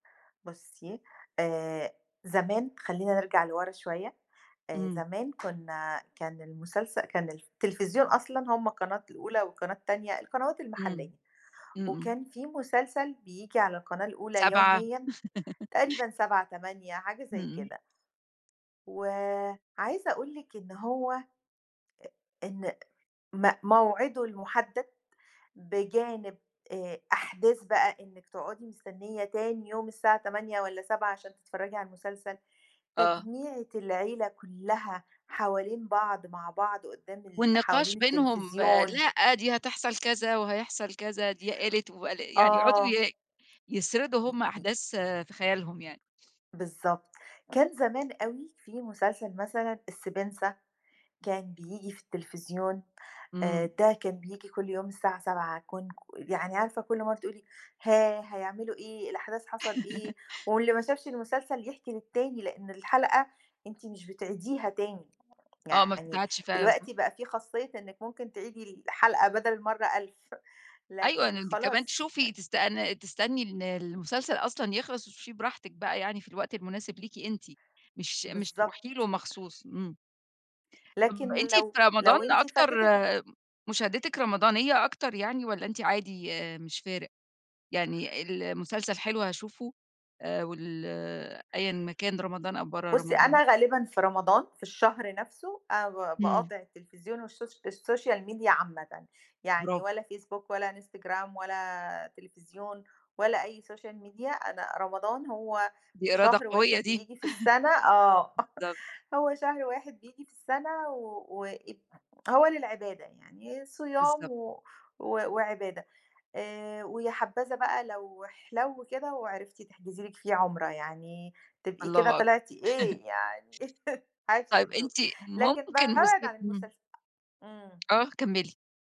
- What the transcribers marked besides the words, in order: other background noise; chuckle; horn; tapping; in English: "الSocial Media"; in English: "Social Media"; chuckle; chuckle; chuckle; laughing while speaking: "يعني عيشتِ الدور"
- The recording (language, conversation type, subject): Arabic, podcast, إيه اللي بيخلي الواحد يكمل مسلسل لحدّ آخر حلقة؟